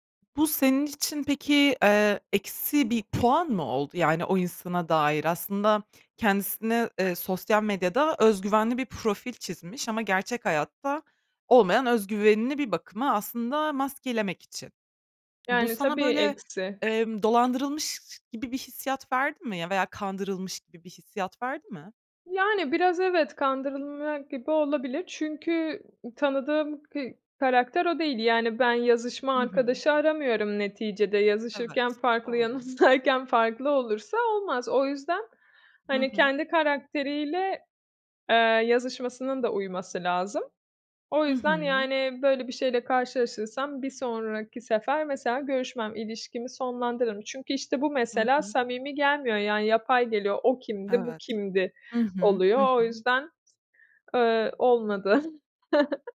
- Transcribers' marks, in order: other background noise; laughing while speaking: "yanımdayken"; chuckle
- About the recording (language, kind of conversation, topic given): Turkish, podcast, Teknoloji sosyal ilişkilerimizi nasıl etkiledi sence?